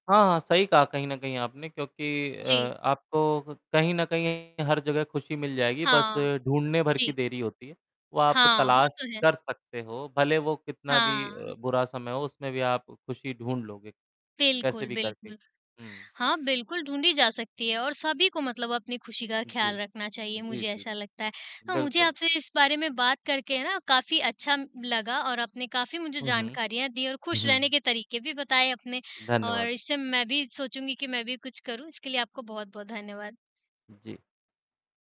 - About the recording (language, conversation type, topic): Hindi, unstructured, आप खुश रहने के लिए क्या करते हैं?
- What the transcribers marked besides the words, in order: static; distorted speech